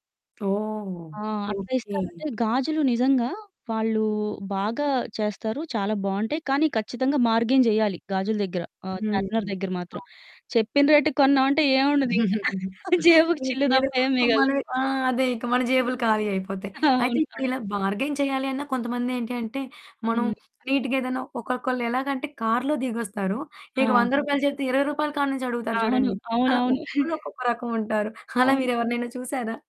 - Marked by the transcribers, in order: static; mechanical hum; in English: "బార్గెయిన్"; giggle; laugh; in English: "బార్గైన్"; laughing while speaking: "అవును"; in English: "నీట్‌గా"; other background noise; chuckle
- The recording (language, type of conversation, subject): Telugu, podcast, స్థానిక బజార్‌లో ధర తగ్గించేందుకు మాట్లాడిన అనుభవం మీకు ఎలా ఉంది?